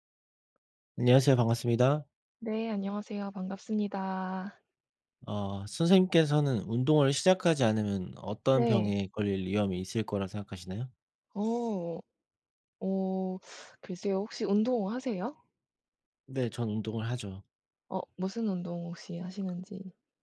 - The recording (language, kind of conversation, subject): Korean, unstructured, 운동을 시작하지 않으면 어떤 질병에 걸릴 위험이 높아질까요?
- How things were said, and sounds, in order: other background noise; tapping